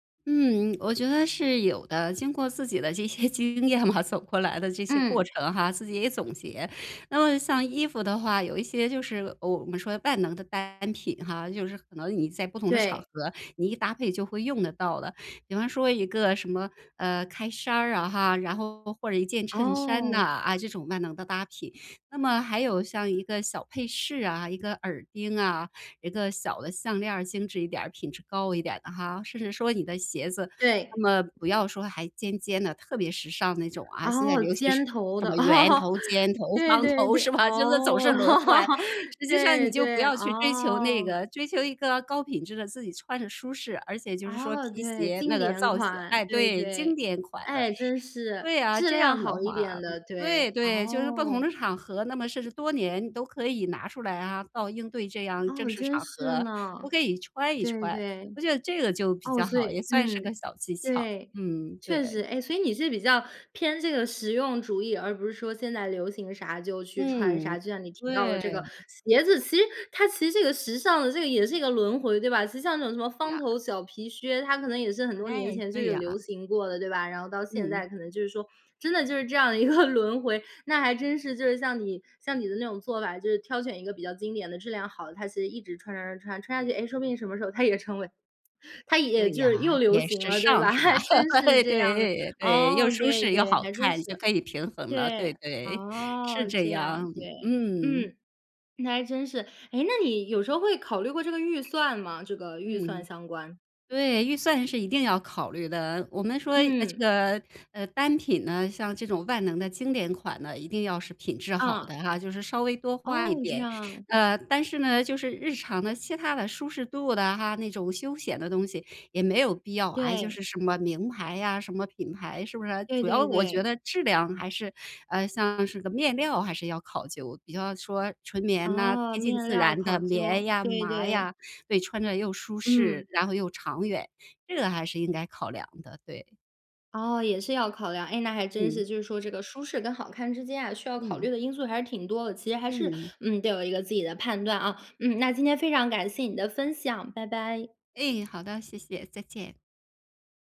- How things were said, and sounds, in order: laughing while speaking: "这些经验嘛"; other background noise; laughing while speaking: "哦"; laughing while speaking: "是吧？就是总是轮换"; chuckle; laughing while speaking: "一个"; chuckle; chuckle
- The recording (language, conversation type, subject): Chinese, podcast, 你怎么在舒服和好看之间找平衡？